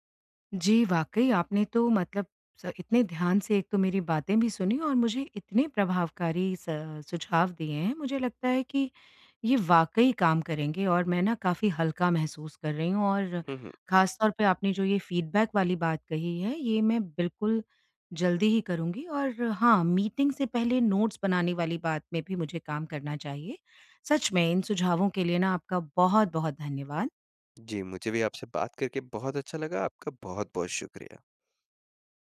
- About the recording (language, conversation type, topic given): Hindi, advice, मैं सहकर्मियों और प्रबंधकों के सामने अधिक प्रभावी कैसे दिखूँ?
- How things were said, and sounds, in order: in English: "फ़ीडबैक"